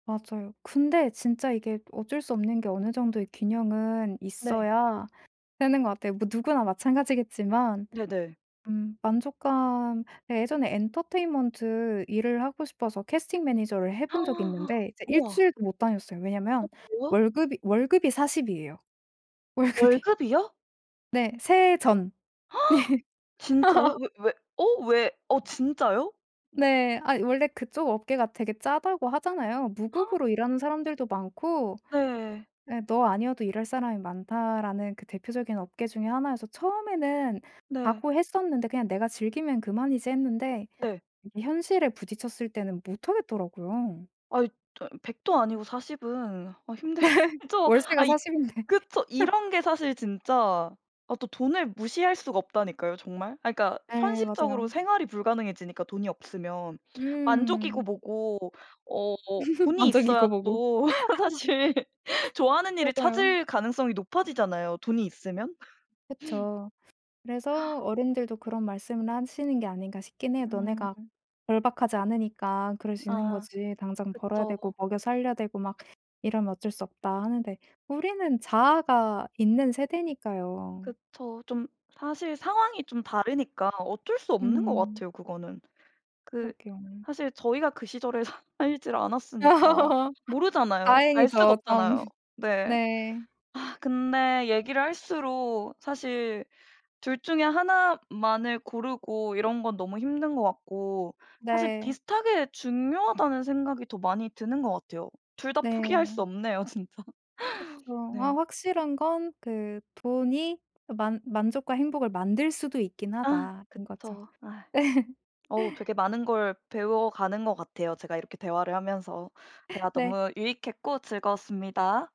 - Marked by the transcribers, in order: gasp; other background noise; laughing while speaking: "월급이"; gasp; laugh; gasp; tapping; laughing while speaking: "힘들죠"; laugh; laughing while speaking: "인데"; laugh; laugh; laughing while speaking: "만족이고 뭐고"; laugh; laughing while speaking: "사실"; laugh; laugh; gasp; laughing while speaking: "살지를"; laugh; laughing while speaking: "참"; laughing while speaking: "진짜"; laugh
- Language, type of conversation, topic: Korean, podcast, 돈과 만족 중 뭐가 더 중요해?